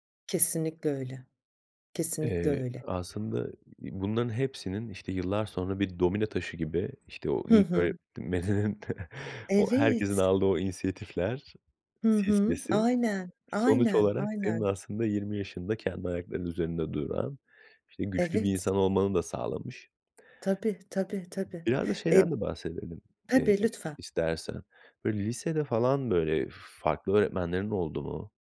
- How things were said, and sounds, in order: other background noise; laughing while speaking: "öğretmeninin"
- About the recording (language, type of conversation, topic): Turkish, podcast, Bir öğretmenin seni çok etkilediği bir anını anlatır mısın?